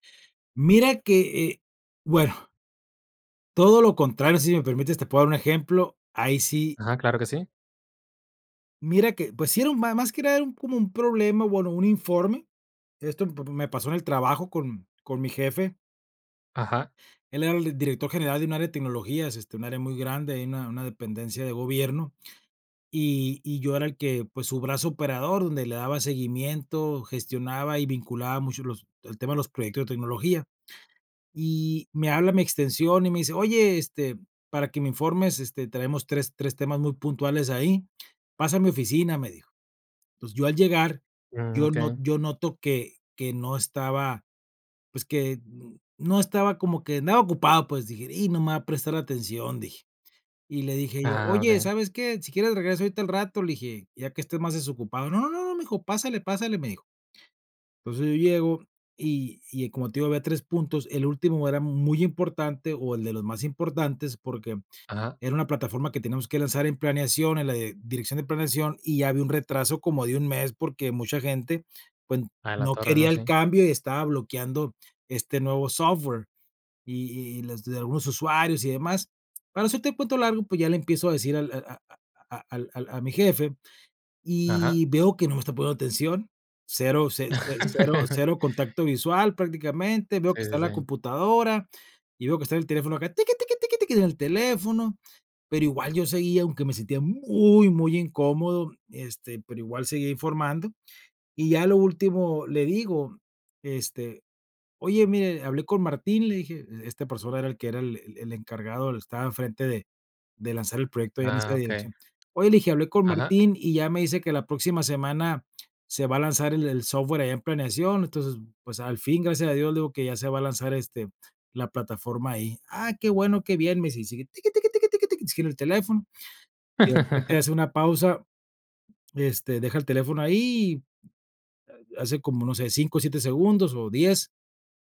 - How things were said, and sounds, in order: sigh; laugh; put-on voice: "tiki, tiki, tiki, tiki"; put-on voice: "tiki, tiki, tiki, tiki"; laugh
- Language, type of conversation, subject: Spanish, podcast, ¿Cómo ayuda la escucha activa a generar confianza?